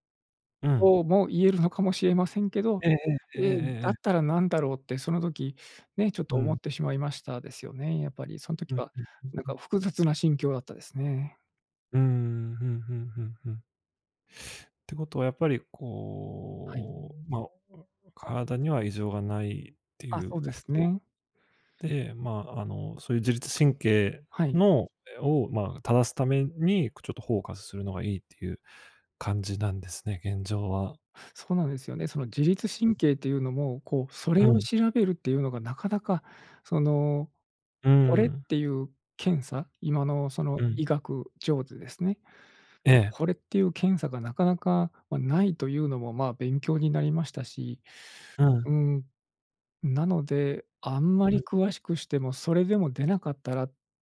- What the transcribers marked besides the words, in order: other background noise; tapping
- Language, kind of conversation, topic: Japanese, advice, 夜なかなか寝つけず毎晩寝不足で困っていますが、どうすれば改善できますか？